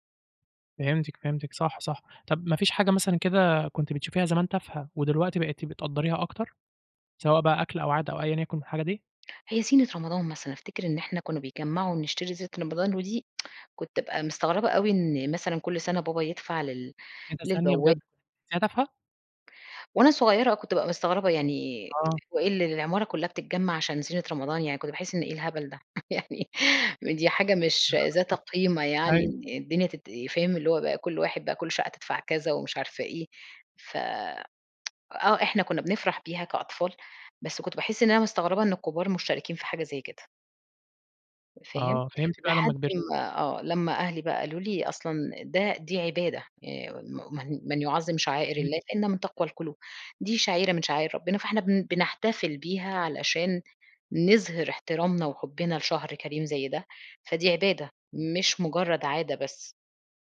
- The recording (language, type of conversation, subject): Arabic, podcast, إزاي بتورّثوا العادات والأكلات في بيتكم؟
- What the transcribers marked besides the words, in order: tsk; tsk; laughing while speaking: "يعني"; laugh; tsk